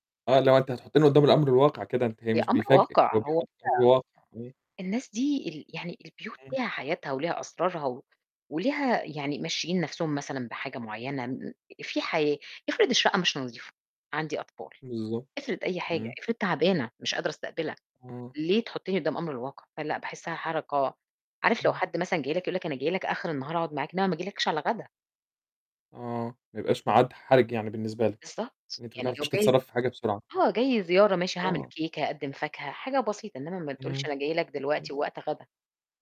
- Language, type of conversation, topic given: Arabic, podcast, إنت بتحب تستقبل الضيوف ولا بتتقلق من اللمة؟
- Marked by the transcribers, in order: distorted speech; unintelligible speech; unintelligible speech